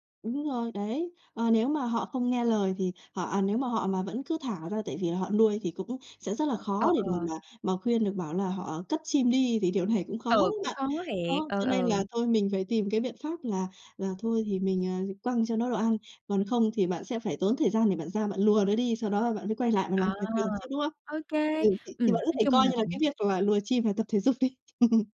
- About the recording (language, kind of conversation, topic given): Vietnamese, advice, Làm sao để tạo không gian yên tĩnh để làm việc sâu tại nhà?
- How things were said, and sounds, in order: tapping; laugh